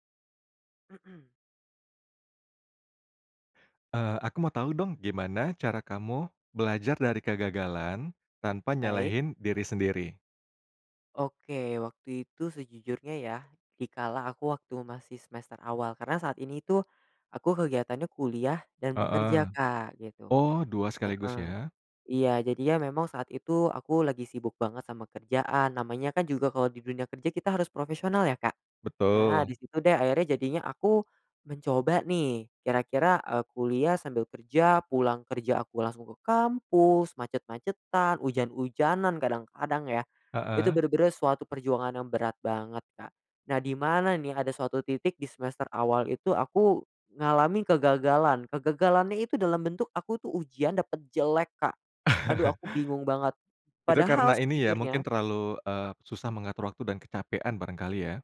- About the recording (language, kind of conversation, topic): Indonesian, podcast, Bagaimana cara Anda belajar dari kegagalan tanpa menyalahkan diri sendiri?
- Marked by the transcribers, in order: throat clearing; singing: "kampus"; stressed: "jelek"; chuckle